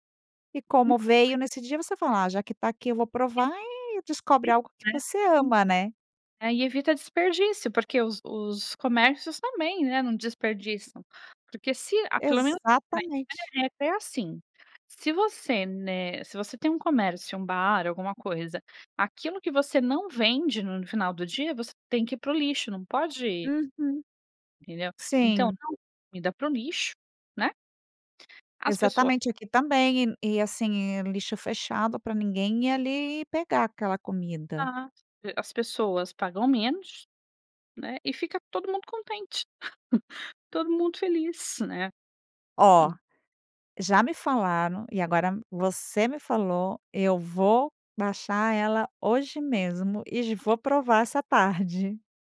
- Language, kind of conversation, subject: Portuguese, podcast, Como reduzir o desperdício de comida no dia a dia?
- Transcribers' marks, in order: unintelligible speech; laugh